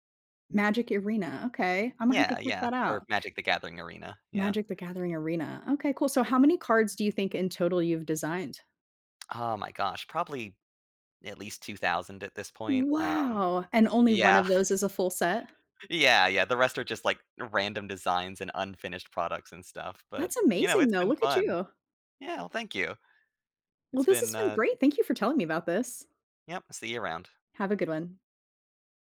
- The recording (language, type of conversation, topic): English, unstructured, How do I explain a quirky hobby to someone who doesn't understand?
- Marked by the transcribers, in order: laugh